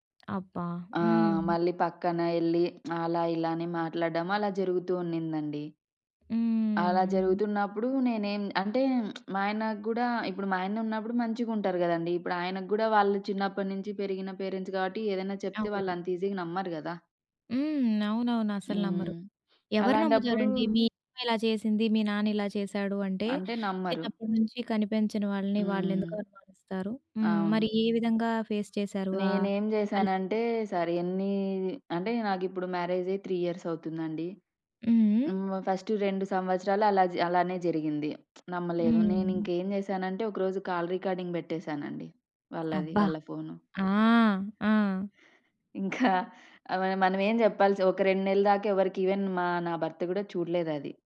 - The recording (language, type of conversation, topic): Telugu, podcast, ఒకరిపై ఫిర్యాదు చేయాల్సి వచ్చినప్పుడు మీరు ఎలా ప్రారంభిస్తారు?
- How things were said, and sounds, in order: tapping; drawn out: "హ్మ్"; in English: "పేరెంట్స్"; in English: "ఈజీగా"; in English: "ఫేస్"; in English: "త్రీ ఇయర్స్"; in English: "ఫస్ట్"; lip smack; in English: "కాల్ రికార్డింగ్"; other background noise; in English: "ఇవెన్"